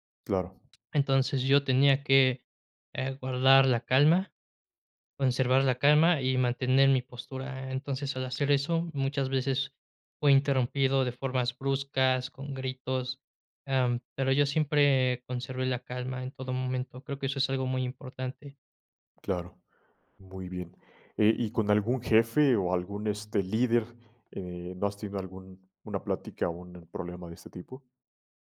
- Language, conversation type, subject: Spanish, podcast, ¿Cómo lidias con alguien que te interrumpe constantemente?
- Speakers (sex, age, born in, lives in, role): male, 20-24, Mexico, Mexico, guest; male, 25-29, Mexico, Mexico, host
- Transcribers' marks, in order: other background noise; tapping